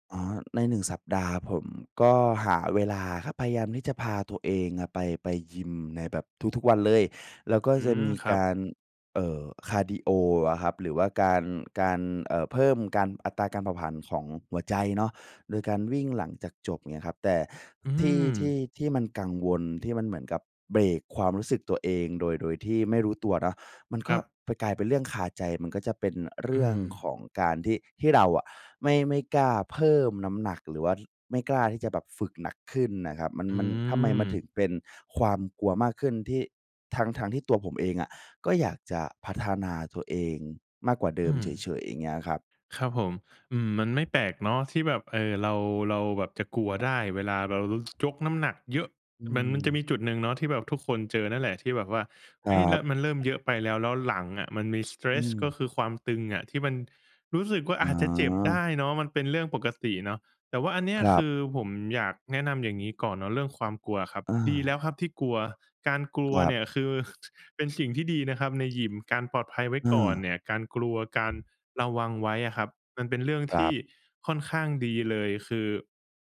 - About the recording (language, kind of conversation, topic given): Thai, advice, กลัวบาดเจ็บเวลาลองยกน้ำหนักให้หนักขึ้นหรือเพิ่มความเข้มข้นในการฝึก ควรทำอย่างไร?
- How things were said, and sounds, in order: other background noise; tapping; other noise; in English: "stretch"